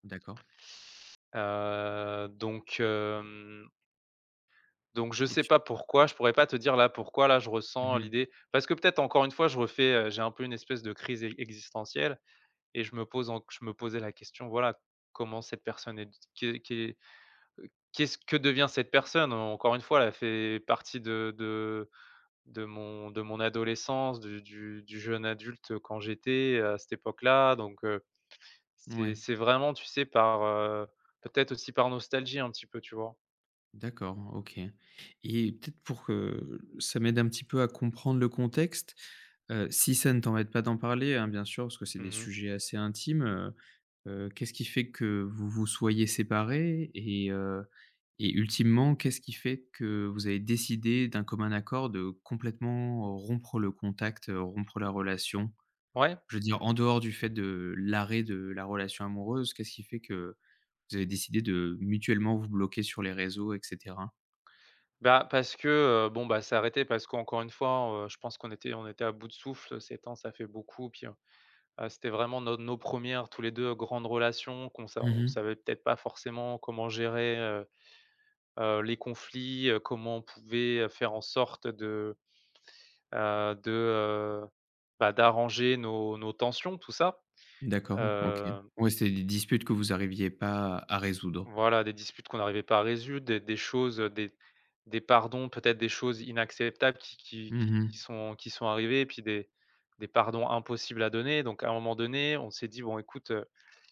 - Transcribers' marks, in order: drawn out: "Heu"; "résoudre" said as "résude"
- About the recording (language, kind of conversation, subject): French, advice, Pourquoi est-il si difficile de couper les ponts sur les réseaux sociaux ?